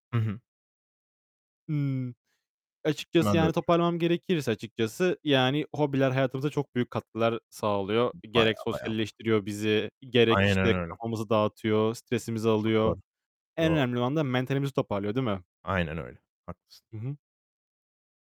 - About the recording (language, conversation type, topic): Turkish, unstructured, Bir hobi hayatına kattığı en büyük fayda ne olabilir?
- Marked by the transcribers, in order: tapping; unintelligible speech; other background noise; distorted speech